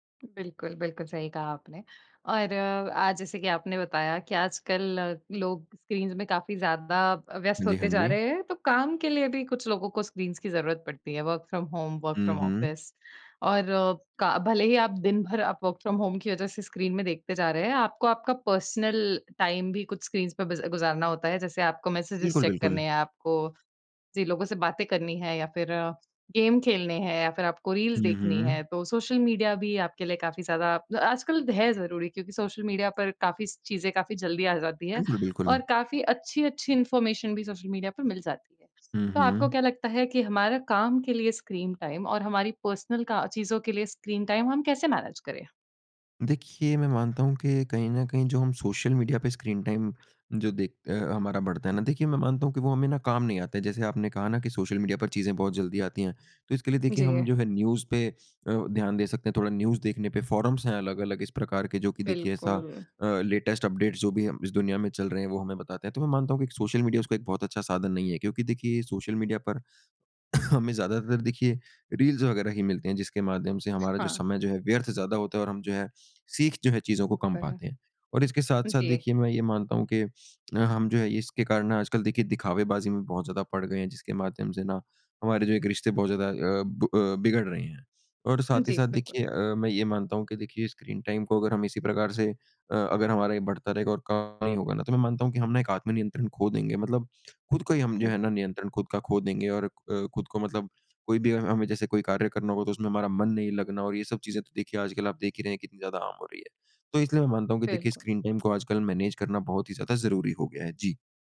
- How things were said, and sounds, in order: in English: "स्क्रीन्स"; in English: "स्क्रीन्स"; in English: "वर्क फ्रॉम होम वर्क फ्रॉम ऑफिस"; in English: "वर्क फ्रॉम होम"; in English: "स्क्रीन"; in English: "पर्सनल टाइम"; in English: "स्क्रीन्स"; in English: "मेसेजेस"; in English: "इंफॉर्मेशन"; in English: "स्क्रीन टाइम"; in English: "पर्सनल"; in English: "स्क्रीन टाइम"; in English: "मैनेज"; in English: "स्क्रीन टाइम"; in English: "न्यूज़"; in English: "न्यूज़"; in English: "फ़ोरम्स"; in English: "लेटेस्ट अपडेट"; cough; in English: "स्क्रीन टाइम"; in English: "स्क्रीन टाइम"; in English: "मैनेज"
- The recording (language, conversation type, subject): Hindi, podcast, आप स्क्रीन पर बिताए समय को कैसे प्रबंधित करते हैं?